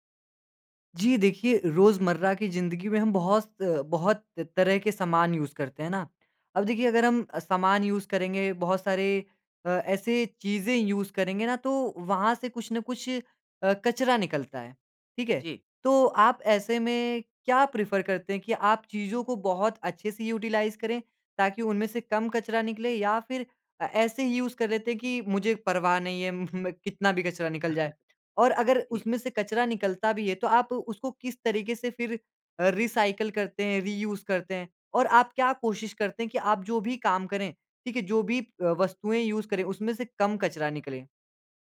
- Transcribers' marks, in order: in English: "यूज़"; in English: "यूज़"; in English: "यूज़"; in English: "प्रेफ़र"; in English: "यूटिलाइज़"; in English: "यूज़"; chuckle; in English: "रिसायकल"; in English: "रियूज़"; in English: "यूज़"
- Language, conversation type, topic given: Hindi, podcast, कम कचरा बनाने से रोज़मर्रा की ज़िंदगी में क्या बदलाव आएंगे?